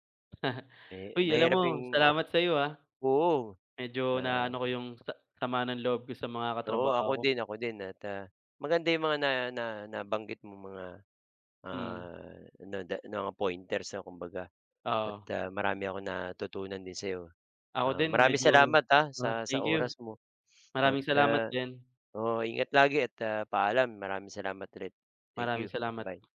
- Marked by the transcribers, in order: chuckle; other background noise; sniff
- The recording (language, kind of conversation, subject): Filipino, unstructured, Paano mo nilalabanan ang hindi patas na pagtrato sa trabaho?